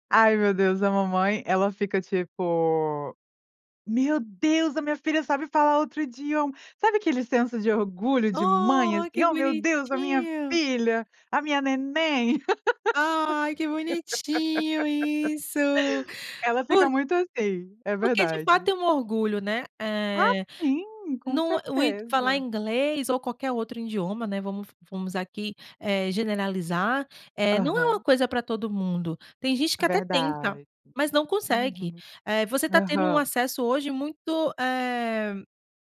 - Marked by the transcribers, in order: laugh; other background noise
- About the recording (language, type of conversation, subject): Portuguese, podcast, Como você mistura idiomas quando conversa com a família?